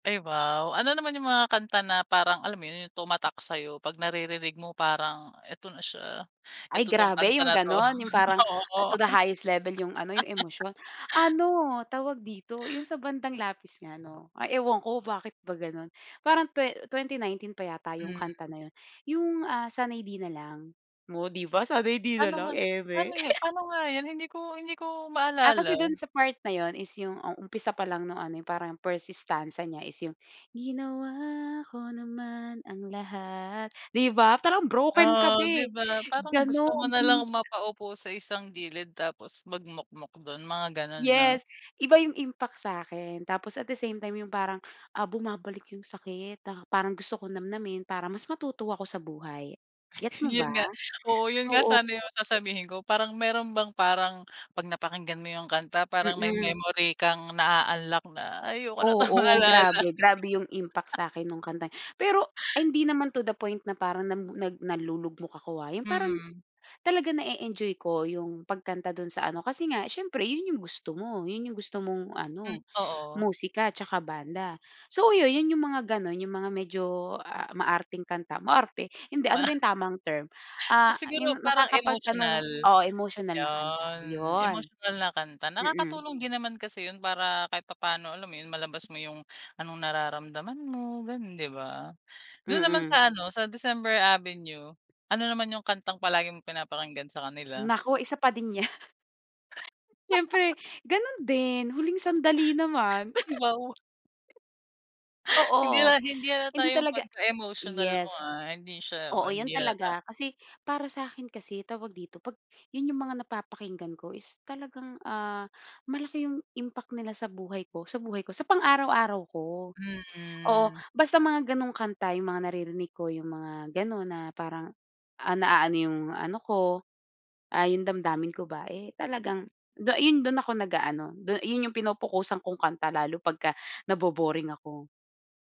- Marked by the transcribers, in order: laugh; laughing while speaking: "Oo"; laugh; joyful: "sanay 'di na lang, eme"; tapping; laugh; in English: "first stanza"; singing: "Ginawa ko naman ang lahat"; in English: "at the same time"; chuckle; other background noise; in English: "naa-unlock"; laughing while speaking: "na 'tong maalala"; laugh; in English: "to the point"; laughing while speaking: "Ma"; laughing while speaking: "'yan. Siyempre"; laugh; joyful: "Huling Sandali naman"; laugh; in English: "'pagka-emotional"
- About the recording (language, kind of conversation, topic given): Filipino, podcast, Sino ang pinakagusto mong musikero o banda, at bakit?